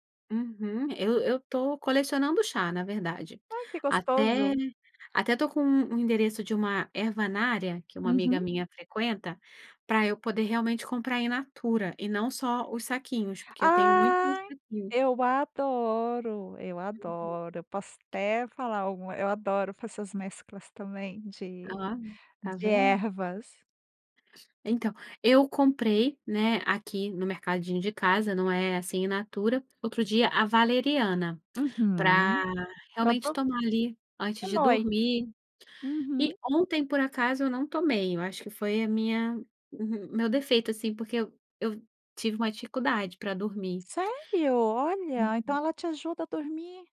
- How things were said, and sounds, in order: tapping; other background noise
- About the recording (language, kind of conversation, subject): Portuguese, podcast, Qual foi um hábito que transformou a sua vida?